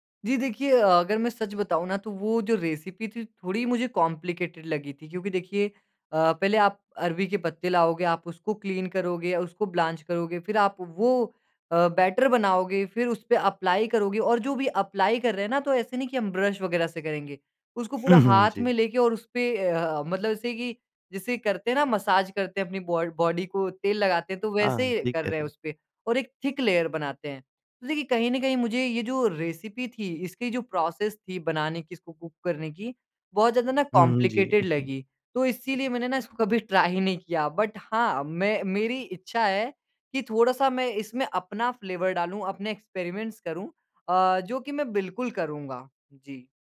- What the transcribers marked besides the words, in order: in English: "रेसिपी"; in English: "कॉम्प्लिकेटेड"; in English: "क्लीन"; in English: "ब्लॉन्च"; in English: "बैटर"; in English: "अप्लाई"; in English: "अप्लाई"; in English: "ब्रश"; in English: "मसाज"; in English: "बॉडी"; in English: "थिक लेयर"; in English: "रेसिपी"; in English: "प्रोसेस"; in English: "कुक"; in English: "कॉम्प्लिकेटेड"; chuckle; in English: "ट्राई"; in English: "बट"; in English: "फ्लेवर"; in English: "एक्सपेरिमेंट्स"
- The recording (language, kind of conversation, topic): Hindi, podcast, किस जगह का खाना आपके दिल को छू गया?